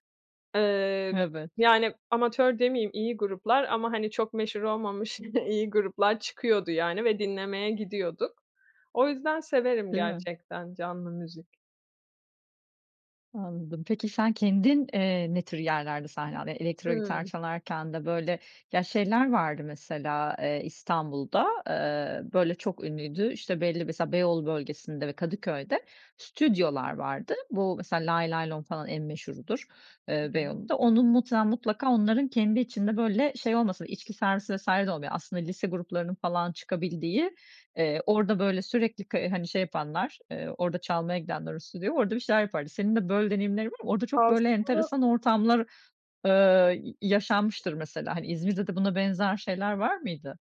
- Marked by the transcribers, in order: chuckle; unintelligible speech
- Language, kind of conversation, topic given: Turkish, podcast, Canlı müzik deneyimleri müzik zevkini nasıl etkiler?
- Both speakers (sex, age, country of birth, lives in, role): female, 30-34, Turkey, Italy, guest; female, 40-44, Turkey, Greece, host